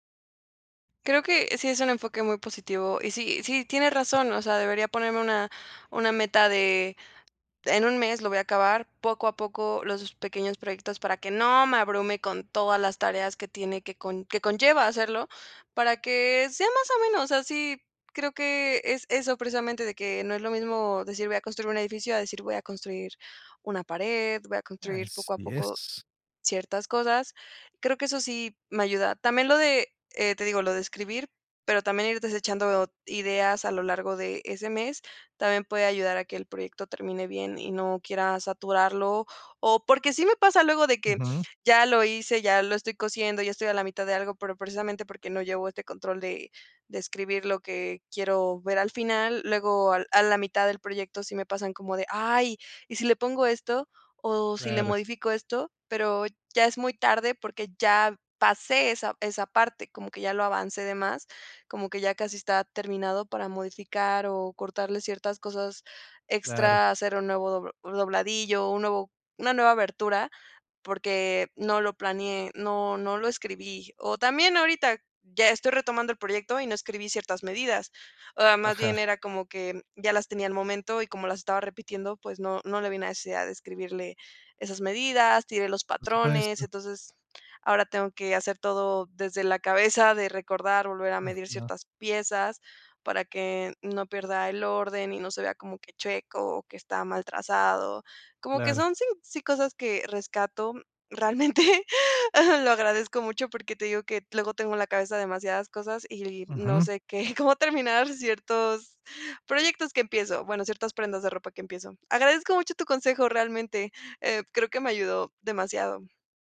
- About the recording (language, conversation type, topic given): Spanish, advice, ¿Cómo te impide el perfeccionismo terminar tus obras o compartir tu trabajo?
- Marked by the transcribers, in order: laughing while speaking: "realmente"; laughing while speaking: "cómo terminar ciertos"